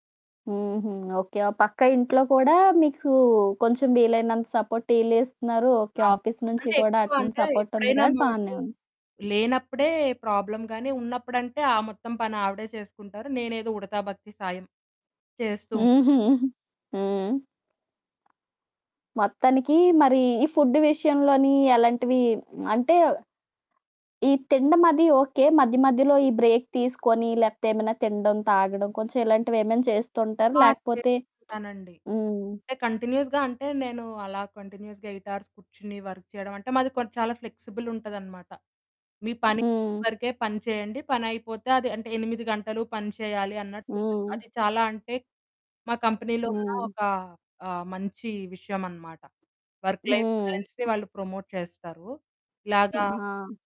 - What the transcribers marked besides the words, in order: static; tapping; in English: "సపోర్ట్"; distorted speech; in English: "సపోర్ట్"; in English: "మమ్మీ"; other background noise; in English: "ప్రాబ్లమ్"; chuckle; in English: "ఫుడ్"; in English: "బ్రేక్"; lip smack; in English: "కంటిన్యూయస్‌గా"; in English: "కంటిన్యూయస్‌గా ఎయిట్ ఆర్స్"; in English: "వర్క్"; in English: "ఫ్లెక్సిబుల్"; in English: "వర్క్ లైఫ్ బ్యాలెన్స్‌ని"; in English: "ప్రమోట్"
- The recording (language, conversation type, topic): Telugu, podcast, పని మరియు వ్యక్తిగత జీవితం మధ్య సమతుల్యాన్ని మీరు ఎలా నిలుపుకుంటారు?
- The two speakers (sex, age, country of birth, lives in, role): female, 20-24, India, India, guest; female, 30-34, India, India, host